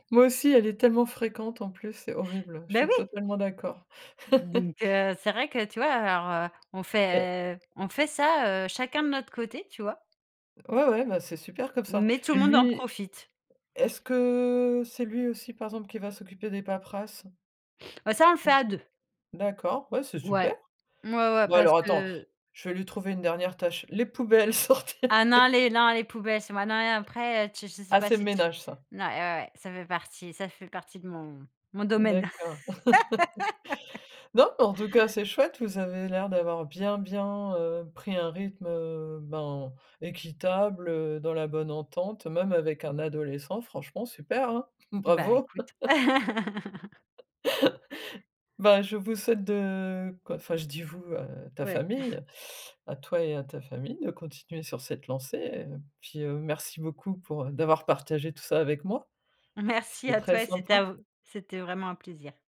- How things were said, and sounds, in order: chuckle; other background noise; tapping; laughing while speaking: "sortir"; chuckle; laugh; laugh; giggle; chuckle
- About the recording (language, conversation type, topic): French, podcast, Comment répartis-tu les tâches ménagères chez toi ?